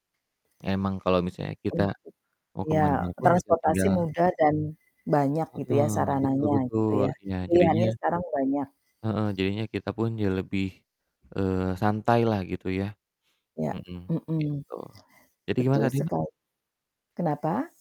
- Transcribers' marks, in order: other background noise; static; distorted speech
- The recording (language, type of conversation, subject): Indonesian, unstructured, Bagaimana teknologi membuat hidupmu sehari-hari menjadi lebih mudah?